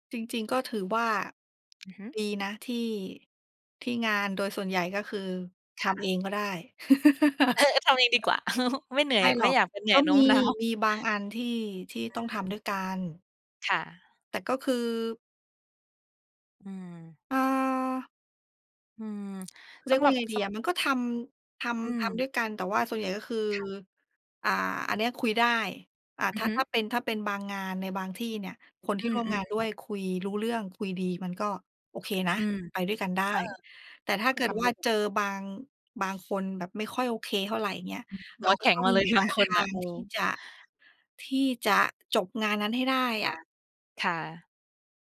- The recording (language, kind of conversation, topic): Thai, unstructured, คุณคิดและรับมืออย่างไรเมื่อเจอสถานการณ์ที่ต้องโน้มน้าวใจคนอื่น?
- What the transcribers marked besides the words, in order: tapping; other background noise; chuckle